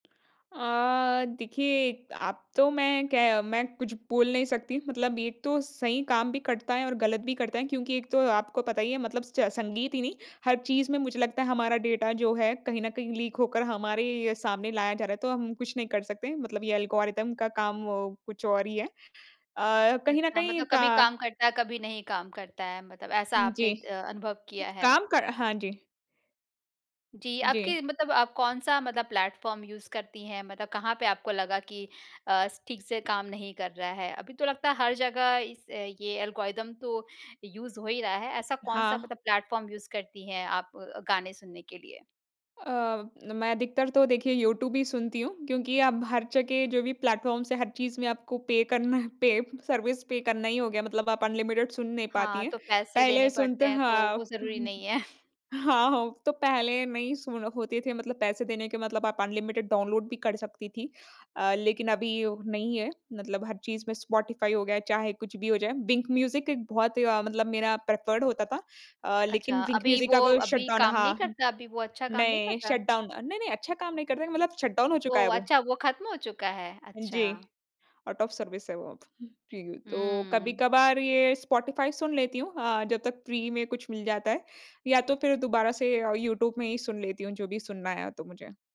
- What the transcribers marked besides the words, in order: in English: "लीक"; in English: "एल्गोरिदम"; in English: "प्लेटफॉर्म यूज़"; in English: "एल्गोरिदम"; in English: "यूज़"; in English: "प्लेटफ़ॉर्म यूज़"; in English: "प्लेटफ़ॉर्म्स"; in English: "पे"; in English: "सर्विस"; in English: "अनलिमिटेड"; unintelligible speech; chuckle; in English: "अनलिमिटेड"; in English: "प्रिफर्ड"; in English: "शट डाउन"; in English: "शट डाउन"; in English: "शट डाउन"; in English: "आउट ऑफ सर्विस"; tapping; in English: "फ़्री"
- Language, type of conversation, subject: Hindi, podcast, संगीत चुनते समय आपका मूड आपके चुनाव को कैसे प्रभावित करता है?
- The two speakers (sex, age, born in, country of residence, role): female, 25-29, India, India, guest; female, 35-39, India, India, host